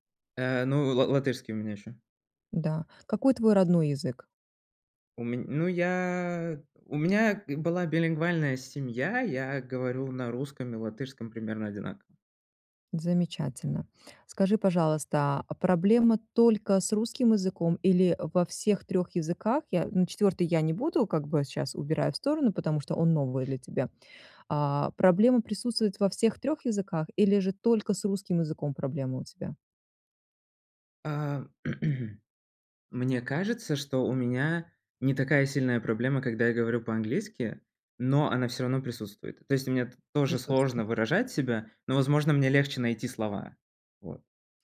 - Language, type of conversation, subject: Russian, advice, Как кратко и ясно донести свою главную мысль до аудитории?
- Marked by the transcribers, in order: tapping; throat clearing